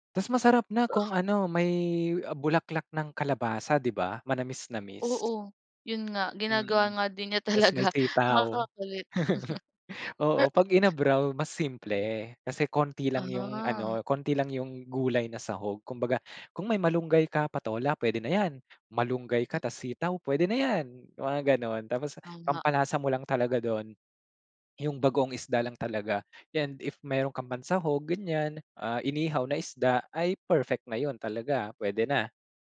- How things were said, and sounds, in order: other noise; tapping; chuckle; other background noise
- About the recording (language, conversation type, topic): Filipino, podcast, Paano nakaapekto ang pagkain sa pagkakakilanlan mo?